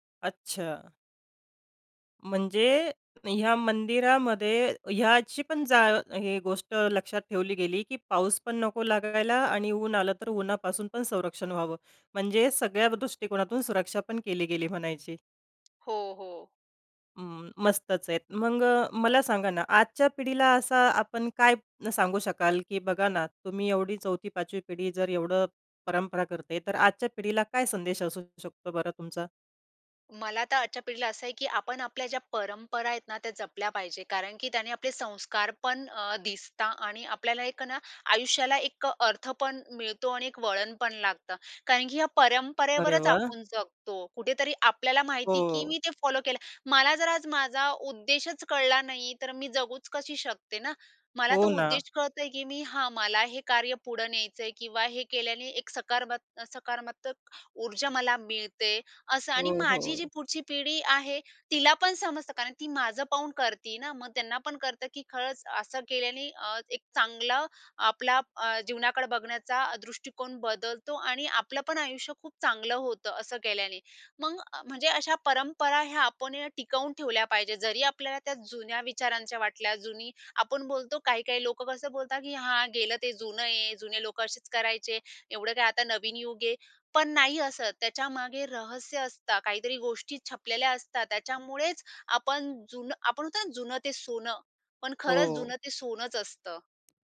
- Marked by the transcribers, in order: in English: "फॉलो"
- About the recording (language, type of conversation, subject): Marathi, podcast, तुमच्या घरात पिढ्यानपिढ्या चालत आलेली कोणती परंपरा आहे?